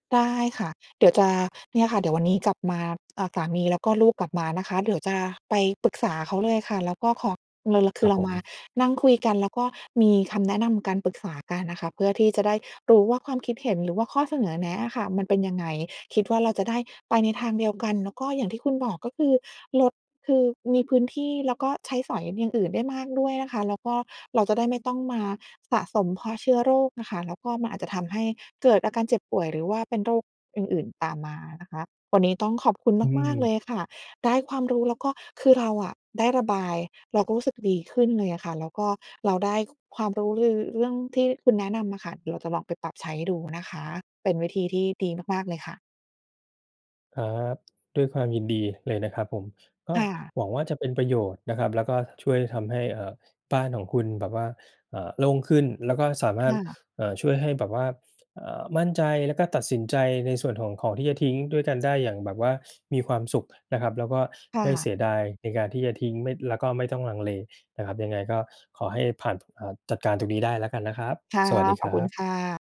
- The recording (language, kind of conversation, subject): Thai, advice, อยากจัดบ้านให้ของน้อยลงแต่กลัวเสียดายเวลาต้องทิ้งของ ควรทำอย่างไร?
- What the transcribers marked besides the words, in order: none